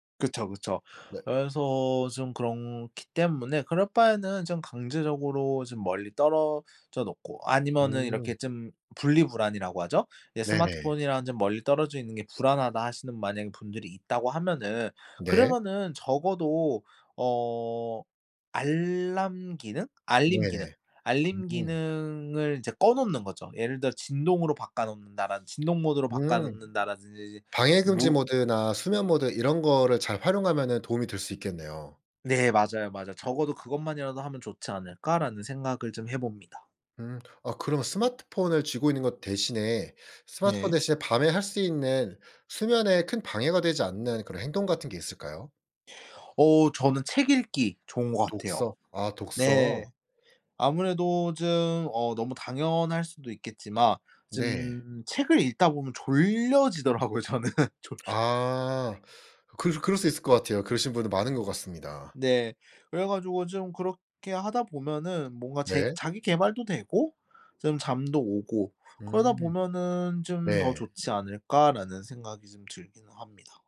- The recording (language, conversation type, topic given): Korean, podcast, 취침 전에 스마트폰 사용을 줄이려면 어떻게 하면 좋을까요?
- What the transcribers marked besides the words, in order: tapping; other background noise; laughing while speaking: "졸려지더라고요 저는"